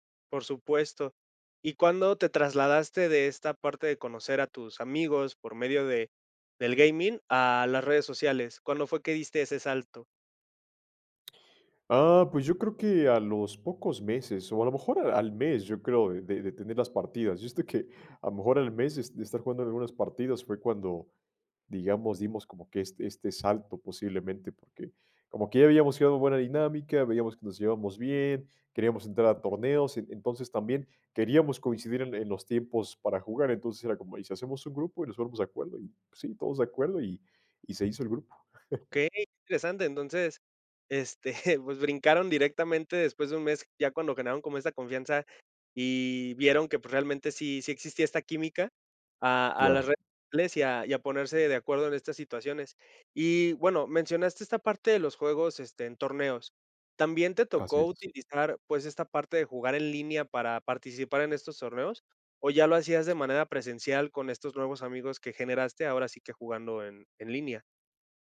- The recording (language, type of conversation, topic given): Spanish, podcast, ¿Cómo influye la tecnología en sentirte acompañado o aislado?
- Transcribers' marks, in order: unintelligible speech; laugh; chuckle; unintelligible speech; other noise